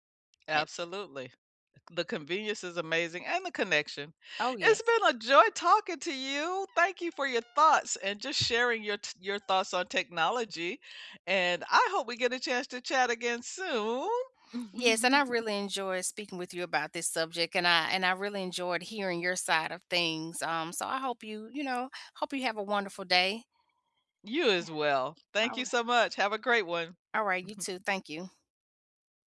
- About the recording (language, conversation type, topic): English, unstructured, How does technology shape your daily habits and help you feel more connected?
- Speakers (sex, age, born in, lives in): female, 40-44, United States, United States; female, 70-74, United States, United States
- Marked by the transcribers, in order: other background noise; drawn out: "soon"; chuckle